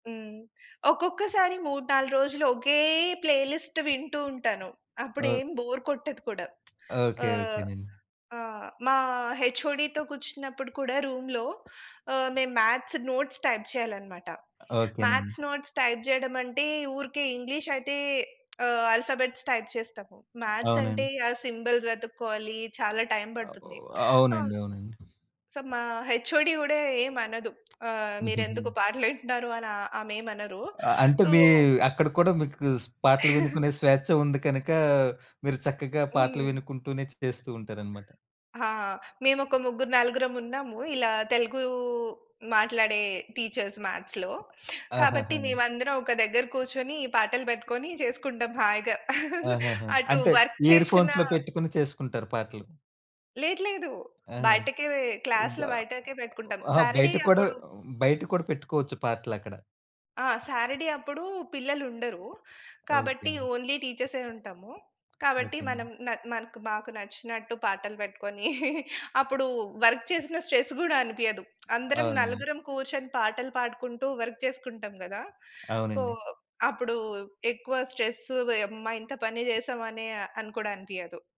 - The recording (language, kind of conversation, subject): Telugu, podcast, సంగీతం వింటూ పని చేస్తే మీకు ఏకాగ్రత మరింత పెరుగుతుందా?
- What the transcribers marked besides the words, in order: in English: "ప్లే లిస్ట్"; other background noise; in English: "బోర్"; lip smack; in English: "హెచ్ఓడి‌తో"; in English: "రూమ్‌లో"; in English: "మ్యాథ్స్ నోట్స్ టైప్"; in English: "మ్యాథ్స్ నోట్స్ టైప్"; tapping; in English: "ఆల్ఫాబెట్స్ టైప్"; in English: "మ్యాథ్స్"; in English: "సింబల్స్"; in English: "సో"; in English: "హెచ్ఓడి"; in English: "సో"; chuckle; in English: "టీచర్స్ మ్యాథ్స్‌లో"; chuckle; in English: "ఇయర్ ఫోన్స్‌లో"; in English: "వర్క్"; in English: "క్లాస్‌లో"; in English: "ఓన్లీ టీచర్సే"; chuckle; in English: "వర్క్"; in English: "స్ట్రెస్"; in English: "వర్క్"; in English: "స్ట్రెస్"